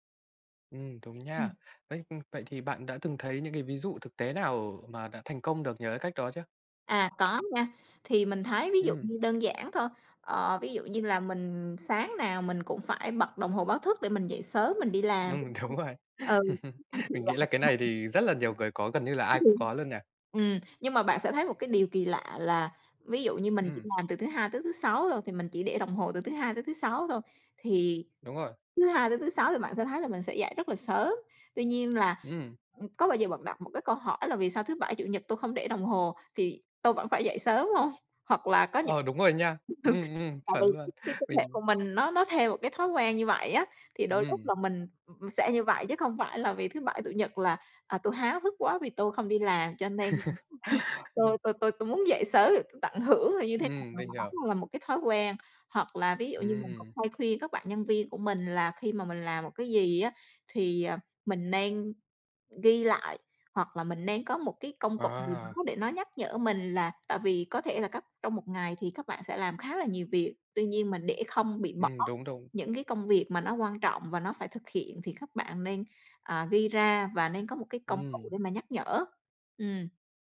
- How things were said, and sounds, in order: tapping; other background noise; laughing while speaking: "Đúng rồi"; laugh; unintelligible speech; laughing while speaking: "hông?"; laugh; laugh
- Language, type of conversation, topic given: Vietnamese, podcast, Bạn làm thế nào để bắt đầu một thói quen mới dễ dàng hơn?